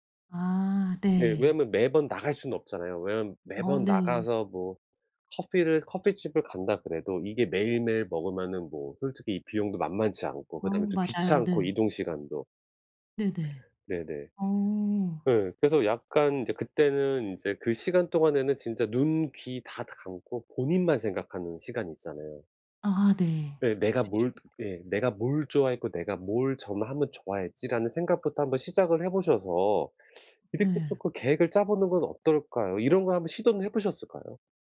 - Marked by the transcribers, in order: other background noise; tapping
- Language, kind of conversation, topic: Korean, advice, 집에서 어떻게 하면 제대로 휴식을 취할 수 있을까요?